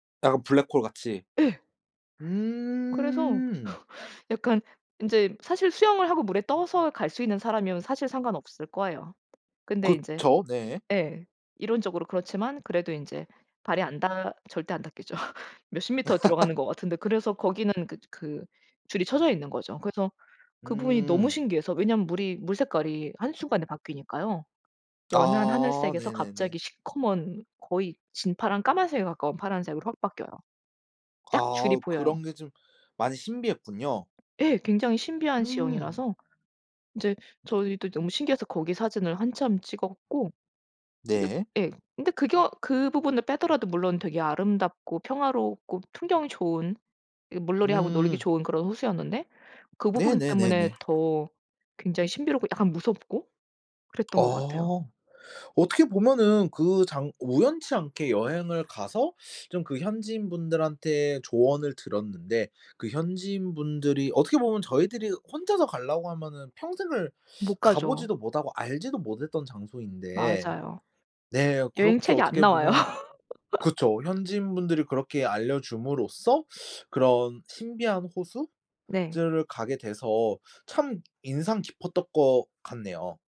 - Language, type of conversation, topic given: Korean, podcast, 관광지에서 우연히 만난 사람이 알려준 숨은 명소가 있나요?
- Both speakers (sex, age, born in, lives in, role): female, 40-44, United States, Sweden, guest; male, 25-29, South Korea, Japan, host
- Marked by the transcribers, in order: laugh; other background noise; tapping; laugh; laugh